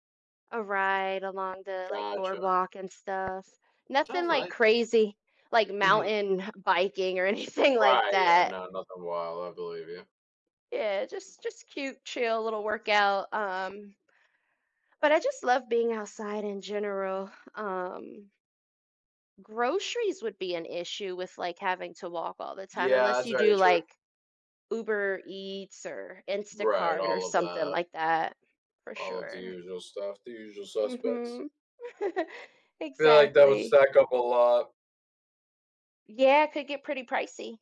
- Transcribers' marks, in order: other background noise; laughing while speaking: "anything"; chuckle
- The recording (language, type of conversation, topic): English, unstructured, How would your life be different if you had to walk everywhere instead of using modern transportation?